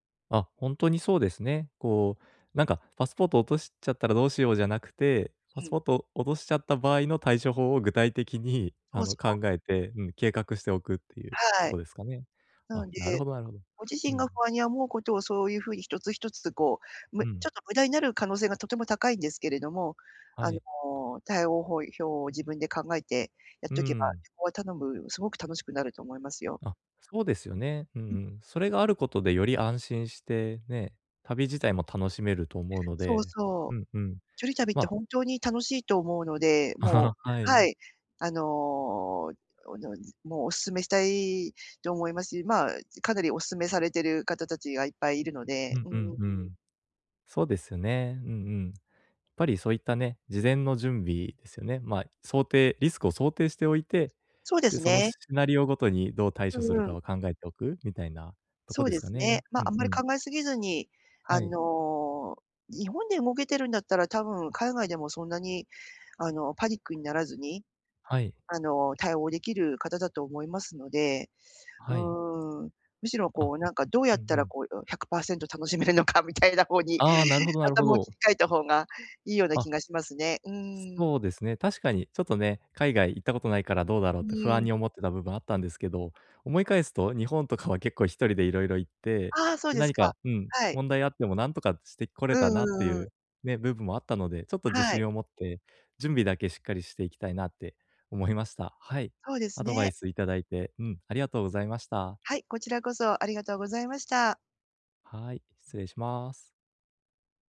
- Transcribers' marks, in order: chuckle; laughing while speaking: "みたいな方に"
- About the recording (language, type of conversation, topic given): Japanese, advice, 安全に移動するにはどんなことに気をつければいいですか？